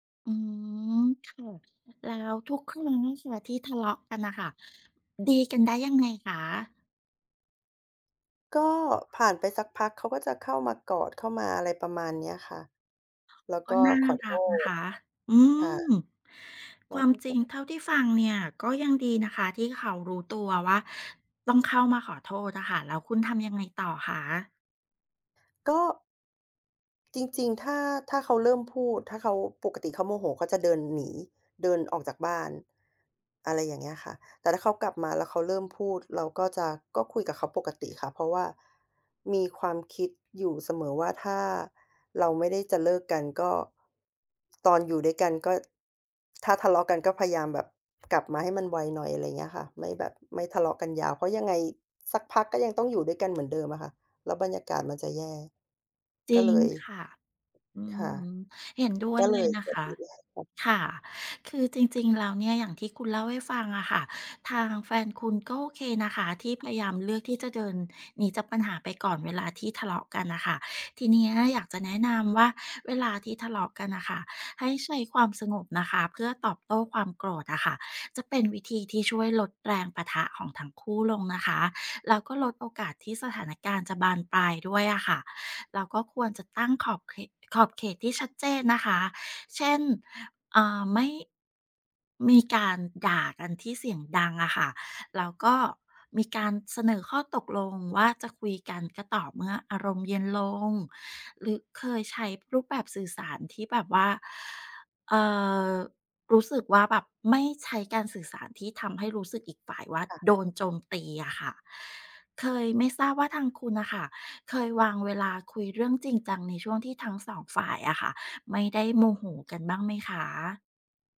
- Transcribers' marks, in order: other background noise; tapping; drawn out: "อืม"; unintelligible speech; unintelligible speech
- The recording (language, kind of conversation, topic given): Thai, advice, คุณทะเลาะกับแฟนบ่อยแค่ไหน และมักเป็นเรื่องอะไร?